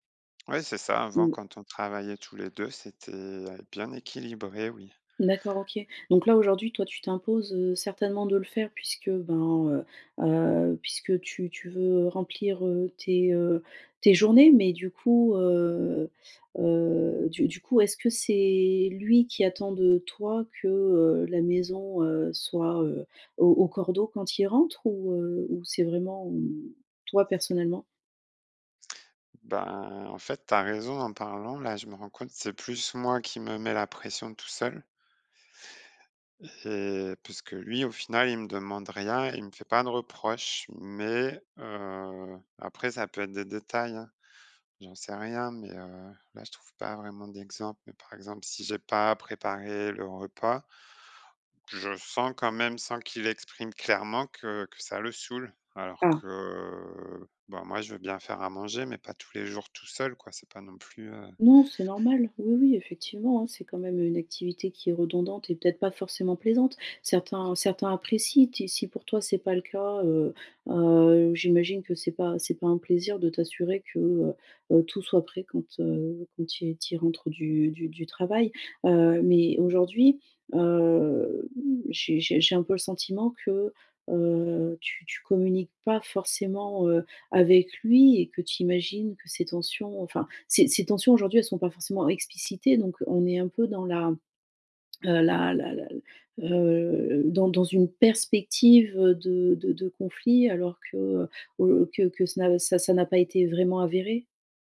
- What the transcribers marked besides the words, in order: drawn out: "que"; tapping; drawn out: "heu"; drawn out: "heu"
- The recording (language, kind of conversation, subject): French, advice, Comment décririez-vous les tensions familiales liées à votre épuisement ?